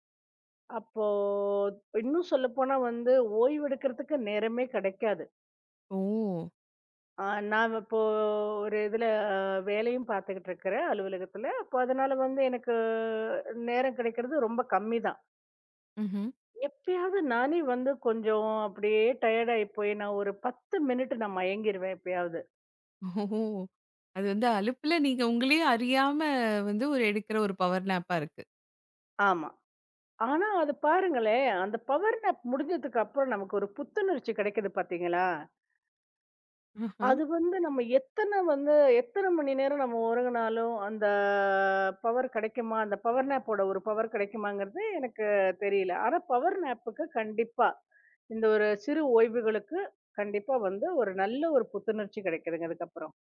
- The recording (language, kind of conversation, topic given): Tamil, podcast, சிறு ஓய்வுகள் எடுத்த பிறகு உங்கள் அனுபவத்தில் என்ன மாற்றங்களை கவனித்தீர்கள்?
- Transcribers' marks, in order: drawn out: "அப்போ"; in English: "மினிட்"; in English: "பவர் நேப்பா"; in English: "பவர் நேப்"; in English: "பவர் நேப்"; in English: "பவர் நேப்"